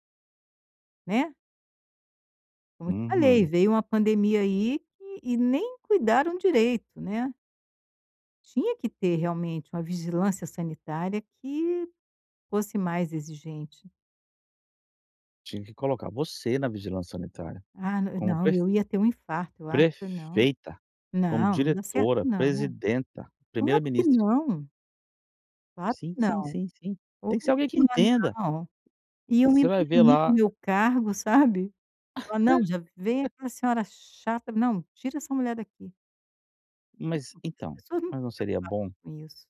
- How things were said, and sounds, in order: unintelligible speech; chuckle
- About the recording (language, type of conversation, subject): Portuguese, advice, Como posso comer de forma saudável quando estou fora de casa?